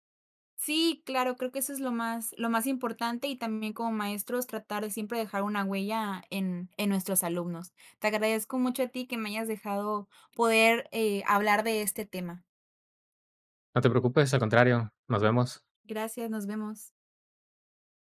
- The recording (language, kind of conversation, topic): Spanish, podcast, ¿Qué profesor o profesora te inspiró y por qué?
- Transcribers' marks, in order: none